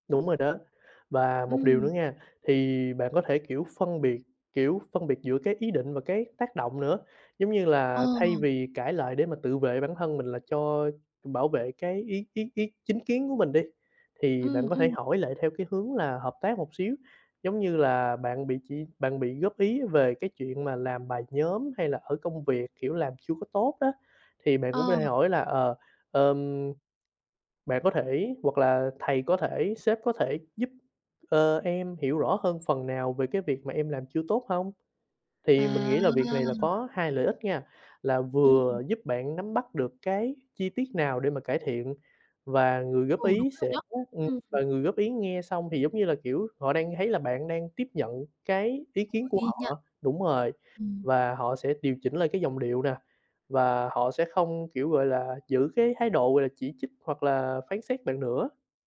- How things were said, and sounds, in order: none
- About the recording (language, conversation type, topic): Vietnamese, advice, Làm sao để tiếp nhận lời chỉ trích mà không phản ứng quá mạnh?